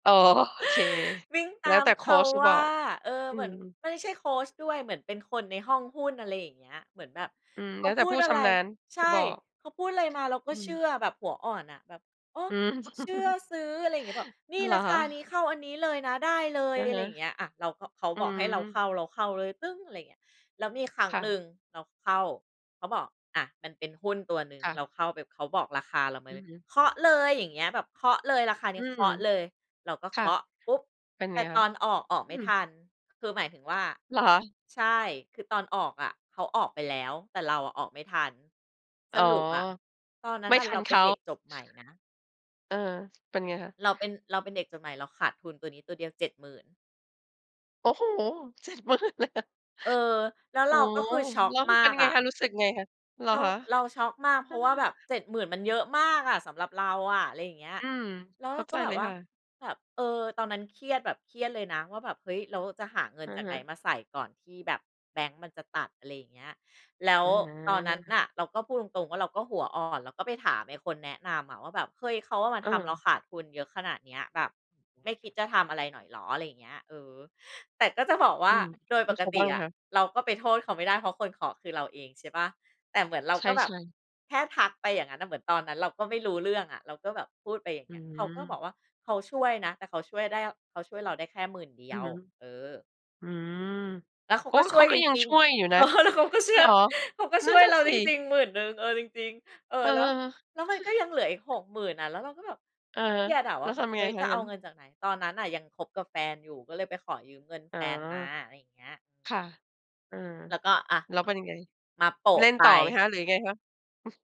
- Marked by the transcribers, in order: chuckle; other background noise; chuckle; laughing while speaking: "เจ็ดหมื่น เลยเหรอ ?"; background speech; laughing while speaking: "เออ"; chuckle; chuckle
- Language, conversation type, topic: Thai, podcast, คุณช่วยเล่าเรื่องความล้มเหลวครั้งที่สอนคุณมากที่สุดให้ฟังได้ไหม?